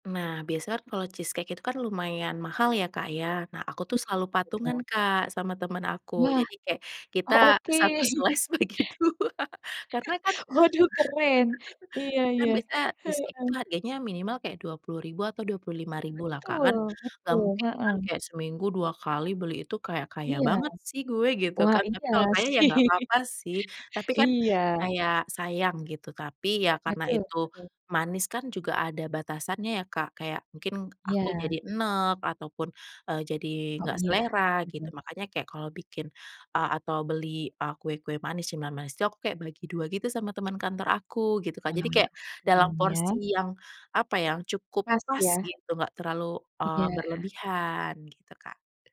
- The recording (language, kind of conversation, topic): Indonesian, podcast, Apa strategi kamu untuk mengurangi kebiasaan ngemil yang manis-manis setiap hari?
- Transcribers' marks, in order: in English: "slice"; laughing while speaking: "bagi dua"; chuckle; laugh; laughing while speaking: "sih"; tapping